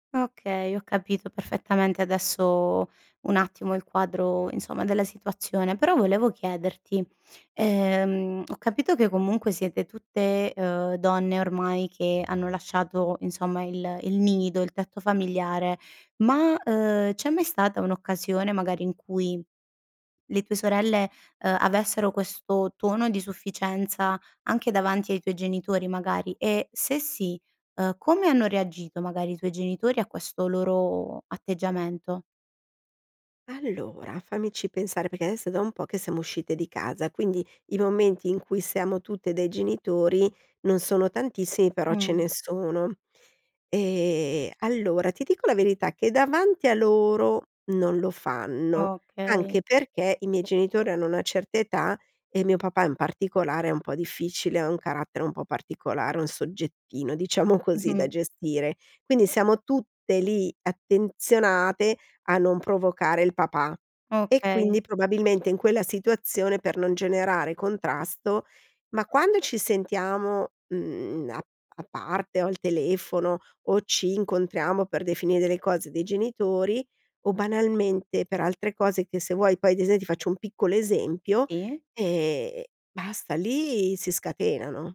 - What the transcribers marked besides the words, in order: other background noise; "perché" said as "peché"; "adesso" said as "aesso"; laughing while speaking: "diciamo così"; "Sì" said as "tì"
- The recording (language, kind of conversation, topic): Italian, advice, Come ti senti quando la tua famiglia non ti ascolta o ti sminuisce?